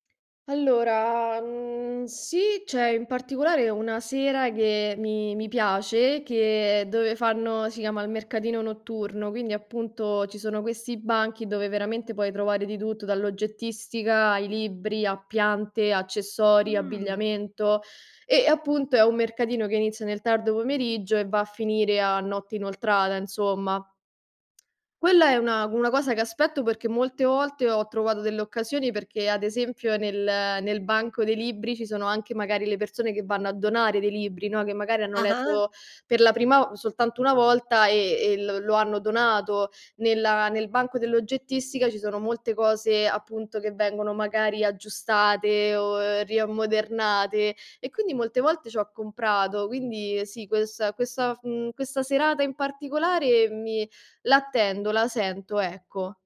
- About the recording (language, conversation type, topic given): Italian, podcast, Come si collegano le stagioni alle tradizioni popolari e alle feste?
- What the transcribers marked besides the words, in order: none